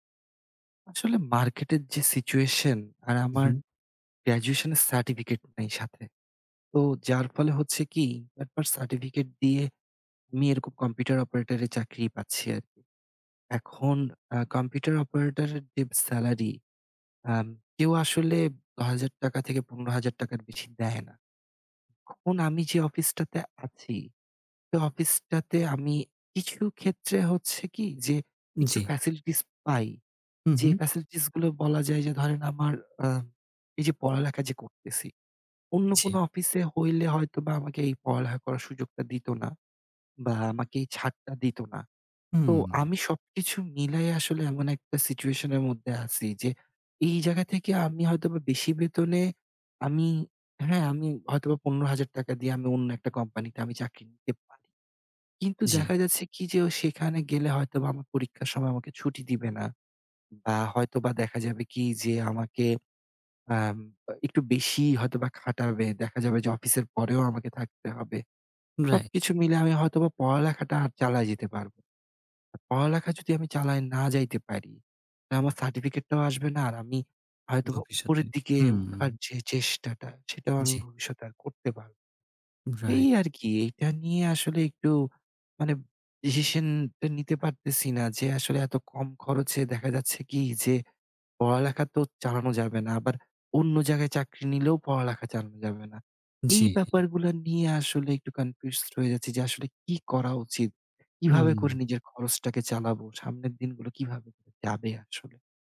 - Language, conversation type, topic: Bengali, advice, বাড়তি জীবনযাত্রার খরচে আপনার আর্থিক দুশ্চিন্তা কতটা বেড়েছে?
- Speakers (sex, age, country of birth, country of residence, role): male, 30-34, Bangladesh, Bangladesh, user; male, 30-34, Bangladesh, Germany, advisor
- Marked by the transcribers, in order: other background noise; tapping; unintelligible speech